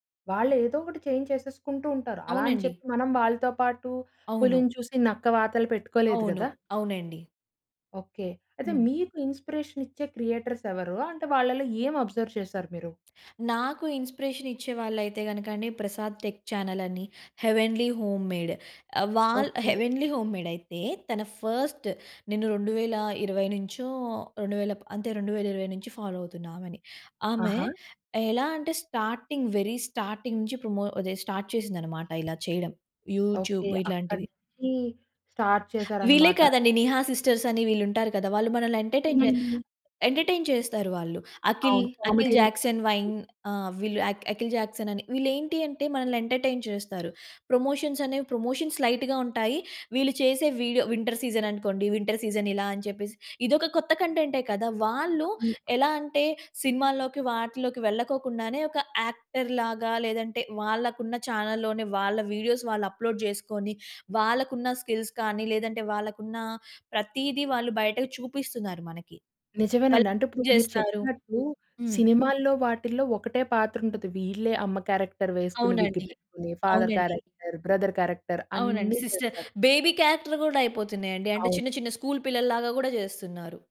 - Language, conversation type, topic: Telugu, podcast, ఈ రోజుల్లో మంచి కంటెంట్ సృష్టించాలంటే ముఖ్యంగా ఏం చేయాలి?
- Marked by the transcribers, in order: in English: "చేంజ్"; in English: "ఇన్స్‌ప్రెషన్"; in English: "క్రియేటర్స్"; in English: "అబ్జర్వ్"; in English: "ఇన్స్‌ప్రెషన్"; in English: "ఫస్ట్"; in English: "ఫాలో"; in English: "స్టార్టింగ్ వెరీ స్టార్టింగ్"; in English: "స్టార్ట్"; in English: "యూట్యూబ్"; in English: "స్టార్ట్"; background speech; in English: "ఎంటర్టైన్"; in English: "ఎంటర్టైన్"; in English: "కామెడీ"; other background noise; in English: "ఎంటర్టైన్"; in English: "ప్రమోషన్స్"; in English: "ప్రమోషన్స్ లైట్‌గా"; in English: "వీడియో వింటర్ సీజన్"; in English: "వింటర్ సీజన్"; tapping; in English: "యాక్టర్‌లాగా"; in English: "చానెల్‌లోనే"; in English: "వీడియోస్"; in English: "అప్‌లోడ్"; in English: "స్కిల్స్"; in English: "క్యారెక్టర్"; in English: "ఫాదర్ క్యారెక్టర్, బ్రదర్ క్యారెక్టర్"; in English: "సిస్టర్, బేబీ క్యారెక్టర్"; in English: "స్కూల్"